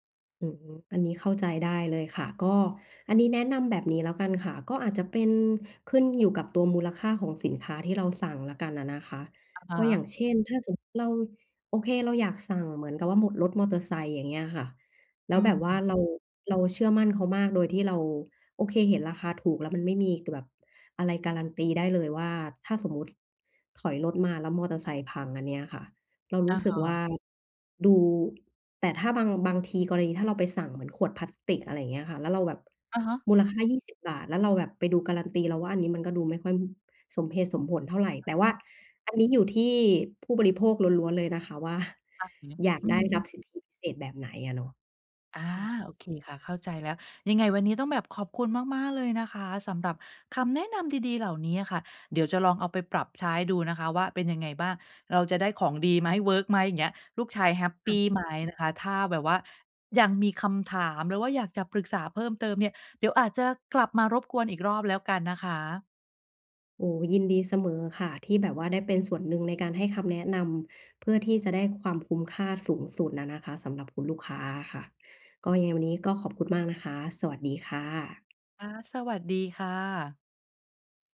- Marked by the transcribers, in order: other background noise; laughing while speaking: "ว่า"; tapping
- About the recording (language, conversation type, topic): Thai, advice, จะช็อปปิ้งให้คุ้มค่าและไม่เสียเงินเปล่าได้อย่างไร?